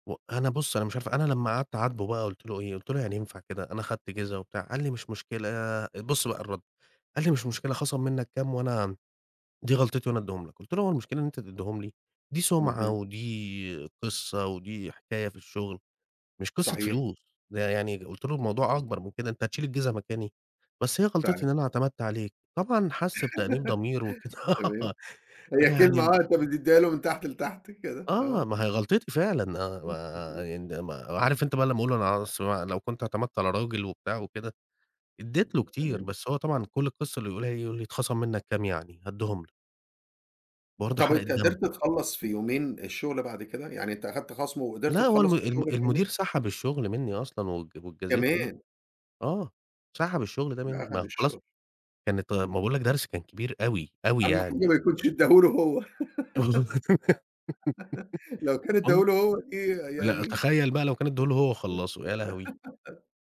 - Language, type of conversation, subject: Arabic, podcast, إيه أهم درس اتعلمته من غلطة كبيرة؟
- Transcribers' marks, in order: other background noise; laugh; laugh; unintelligible speech; giggle; unintelligible speech; giggle; tapping; giggle; unintelligible speech; laugh